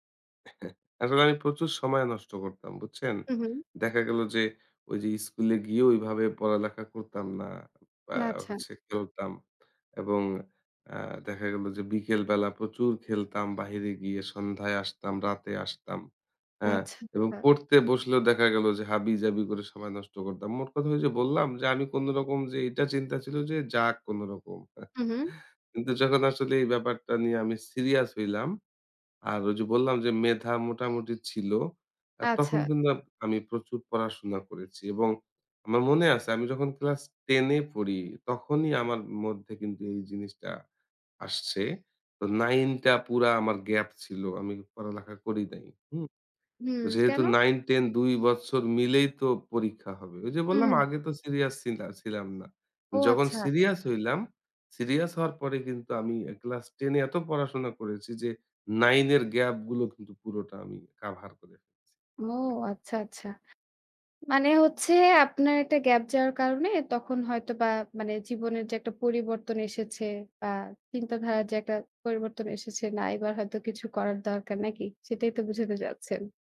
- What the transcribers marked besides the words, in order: other background noise; chuckle; tapping; chuckle
- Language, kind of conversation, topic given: Bengali, podcast, আপনার জীবনে কোনো শিক্ষক বা পথপ্রদর্শকের প্রভাবে আপনি কীভাবে বদলে গেছেন?